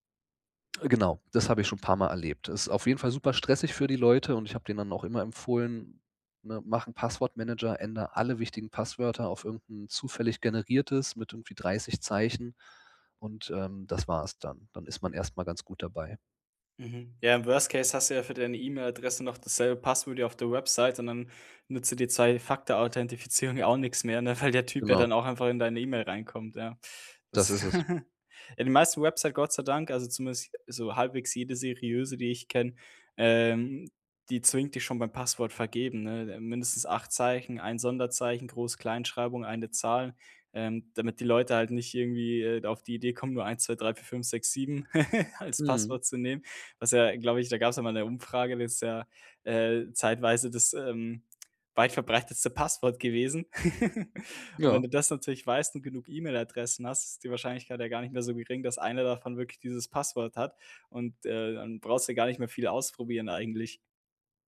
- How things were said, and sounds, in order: laughing while speaking: "weil der"; giggle; giggle; laughing while speaking: "weit verbreitetste Passwort"; giggle
- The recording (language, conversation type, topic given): German, podcast, Wie schützt du deine privaten Daten online?